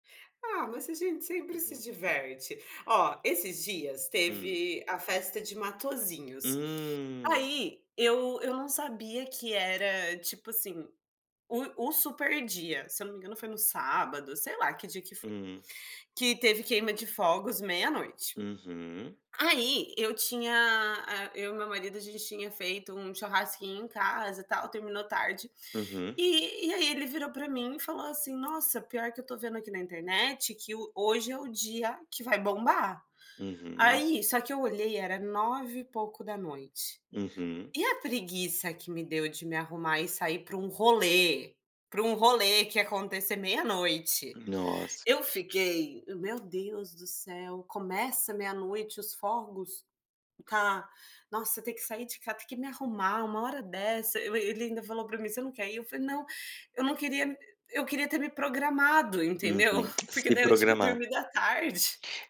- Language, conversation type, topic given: Portuguese, unstructured, Como você equilibra o trabalho e os momentos de lazer?
- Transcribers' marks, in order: tapping; other background noise